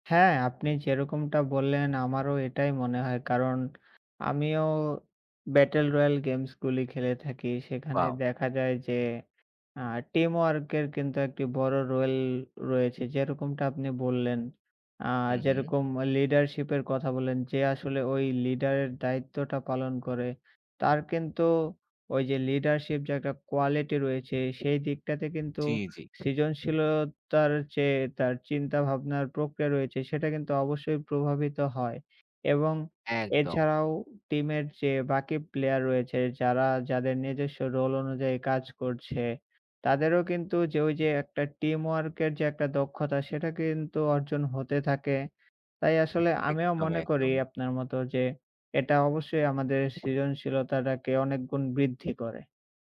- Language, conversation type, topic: Bengali, unstructured, গেমিং কি আমাদের সৃজনশীলতাকে উজ্জীবিত করে?
- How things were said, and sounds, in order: other background noise